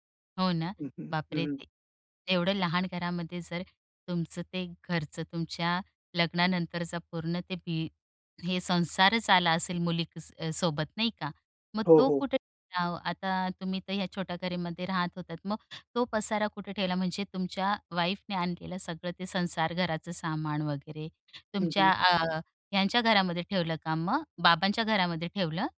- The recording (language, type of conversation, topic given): Marathi, podcast, छोट्या घरात जागा वाढवण्यासाठी तुम्ही कोणते उपाय करता?
- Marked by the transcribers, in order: other background noise; tapping